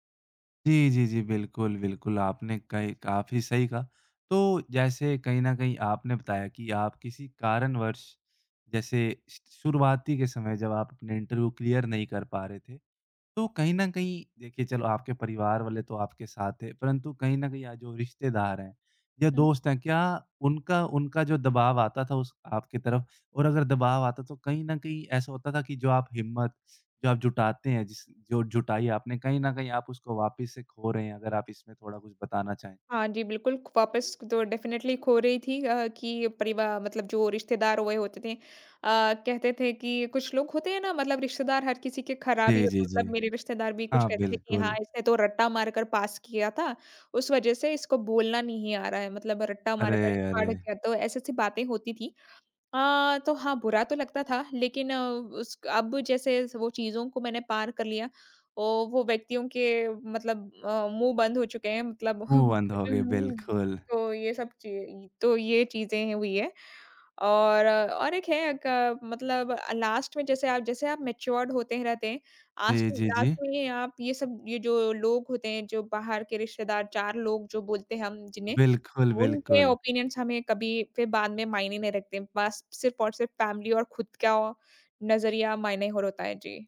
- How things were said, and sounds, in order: in English: "इंटरव्यू क्लियर"; in English: "डेफ़िनिटली"; chuckle; unintelligible speech; in English: "लास्ट"; in English: "मैच्युअर्ड"; in English: "लास्ट"; in English: "ओपिनियंस"; in English: "फ़ैमिली"
- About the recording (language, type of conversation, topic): Hindi, podcast, क्या कभी किसी छोटी-सी हिम्मत ने आपको कोई बड़ा मौका दिलाया है?
- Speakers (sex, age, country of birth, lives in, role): female, 25-29, India, India, guest; male, 20-24, India, India, host